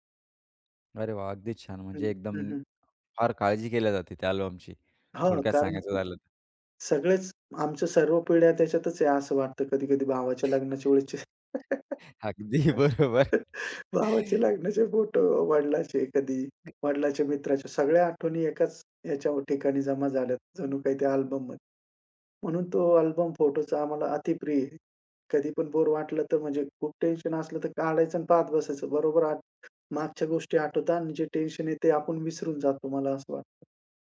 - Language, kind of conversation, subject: Marathi, podcast, तुमच्या कपाटात सर्वात महत्त्वाच्या वस्तू कोणत्या आहेत?
- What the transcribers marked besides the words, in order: other background noise; laugh; laughing while speaking: "अगदी बरोबर"; laugh; laughing while speaking: "भावाचे लग्नाचे फोटो"; unintelligible speech